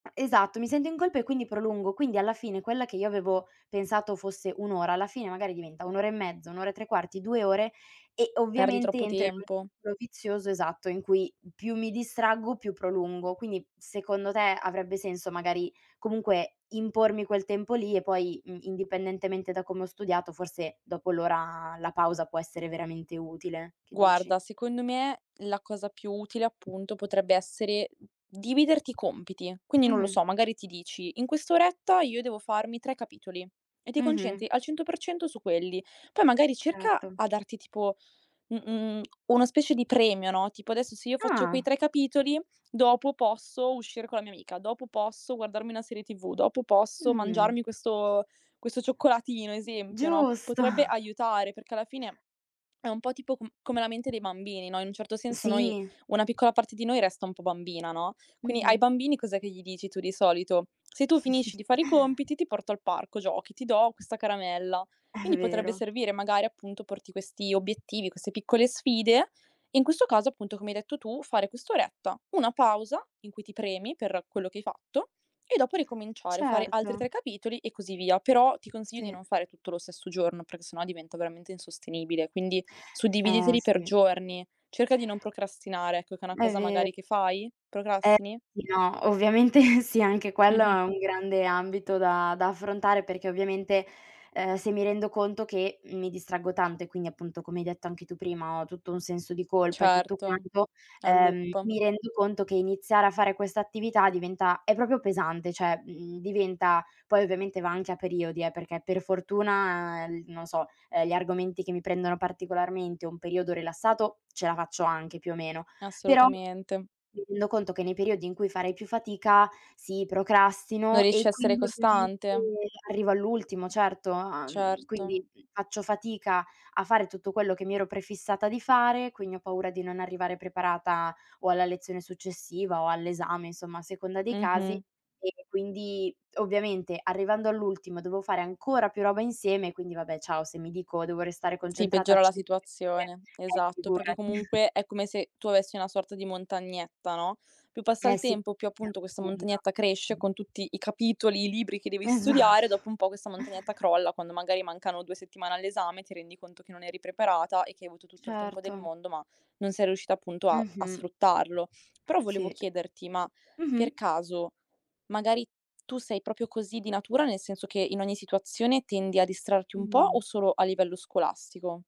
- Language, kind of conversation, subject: Italian, advice, Come posso migliorare la mia capacità di mantenere l’attenzione su compiti lunghi e complessi?
- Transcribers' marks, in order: tongue click; swallow; joyful: "Giusto"; chuckle; chuckle; in English: "loop"; "Cioè" said as "ceh"; unintelligible speech; chuckle; laughing while speaking: "Esatto"; tapping